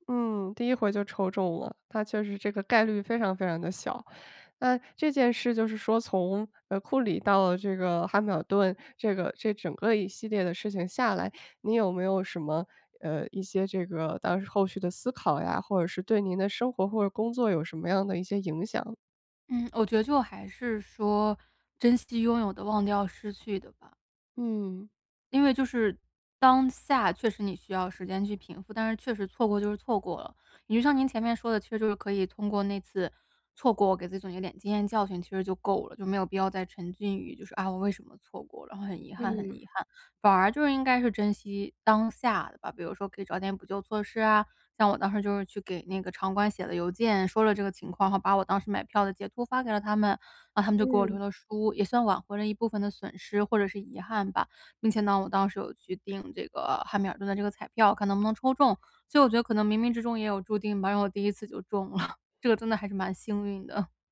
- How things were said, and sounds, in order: other background noise; laughing while speaking: "了"
- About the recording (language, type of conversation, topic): Chinese, podcast, 有没有过一次错过反而带来好运的经历？